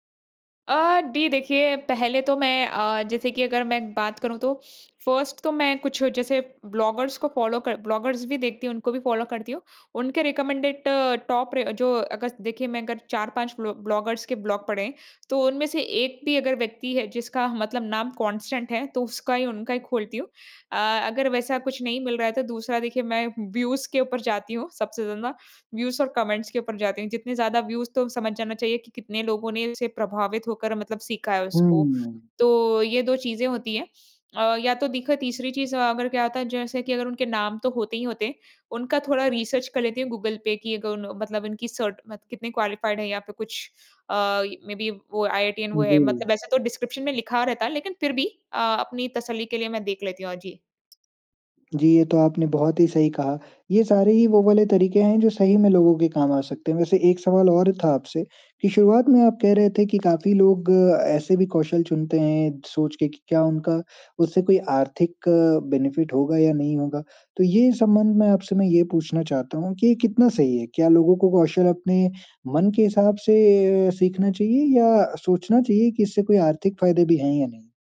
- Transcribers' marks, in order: alarm; in English: "फर्स्ट"; in English: "ब्लॉगर्स"; in English: "फॉलो"; in English: "ब्लॉगर्स"; in English: "फॉलो"; in English: "रिकमेंडेड टॉप"; in English: "ब्लॉग"; tapping; in English: "कांस्टेंट"; in English: "व्यूज"; in English: "व्यूज"; in English: "कमेंट्स"; in English: "व्यूज"; in English: "रिसर्च"; in English: "क्वालिफाइड"; in English: "मेबी"; in English: "डिस्क्रिप्शन"; other background noise; in English: "बेनिफ़िट"
- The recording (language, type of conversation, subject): Hindi, podcast, नए कौशल सीखने में आपको सबसे बड़ी बाधा क्या लगती है?